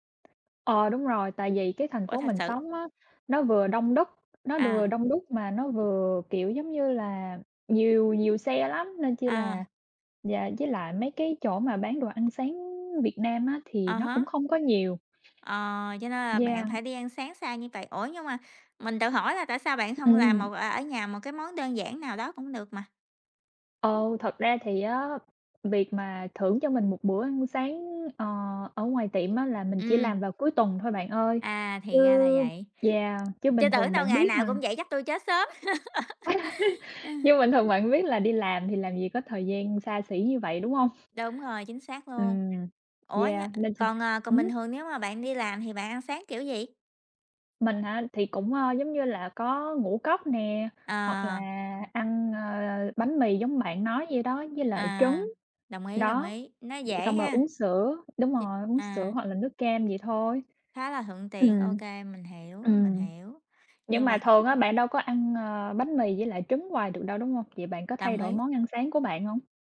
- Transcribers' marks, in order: tapping; other background noise; "vừa" said as "đừa"; laugh
- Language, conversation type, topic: Vietnamese, unstructured, Giữa ăn sáng ở nhà và ăn sáng ngoài tiệm, bạn sẽ chọn cách nào?